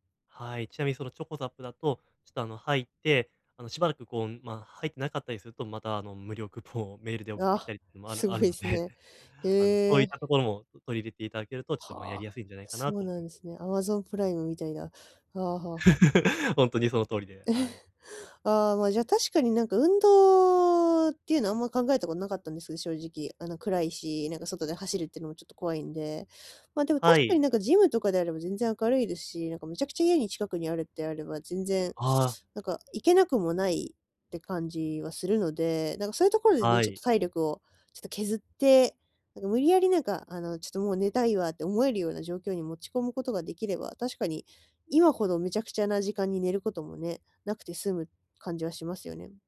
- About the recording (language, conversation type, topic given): Japanese, advice, 就寝時間が一定しない
- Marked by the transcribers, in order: laugh; chuckle